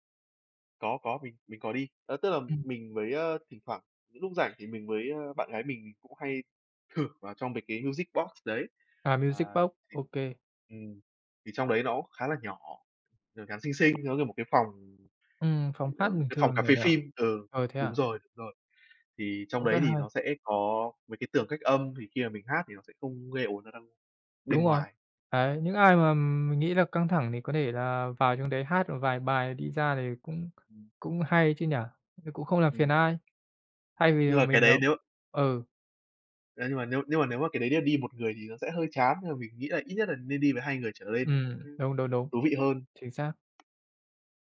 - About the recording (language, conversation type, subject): Vietnamese, unstructured, Bạn thường dành thời gian rảnh để làm gì?
- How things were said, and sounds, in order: other background noise; tapping